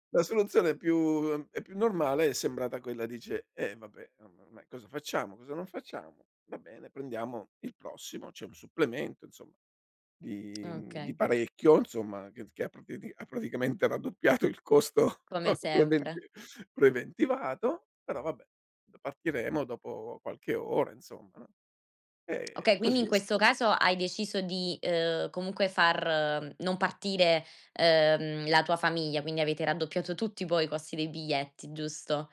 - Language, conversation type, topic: Italian, podcast, Hai una storia divertente su un imprevisto capitato durante un viaggio?
- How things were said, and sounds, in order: tsk; tapping; laughing while speaking: "costo"